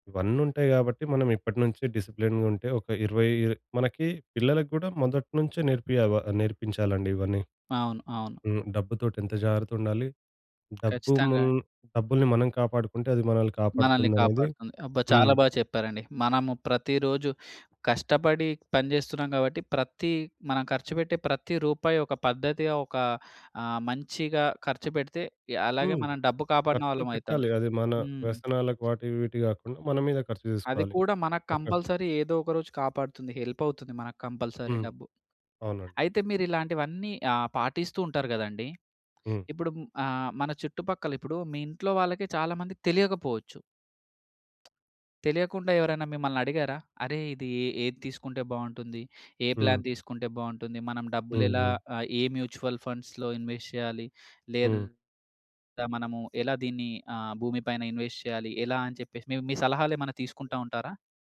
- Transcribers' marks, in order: in English: "డిసిప్లిన్‌గా"; tapping; other background noise; in English: "కంపల్సరీ"; in English: "హెల్ప్"; in English: "కంపల్సరీ"; other noise; in English: "ప్లాన్"; in English: "మ్యూచ్యల్ ఫండ్స్‌లో ఇన్వెస్ట్"; in English: "ఇన్వెస్ట్"
- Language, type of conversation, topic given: Telugu, podcast, ఆర్థిక సురక్షత మీకు ఎంత ముఖ్యమైనది?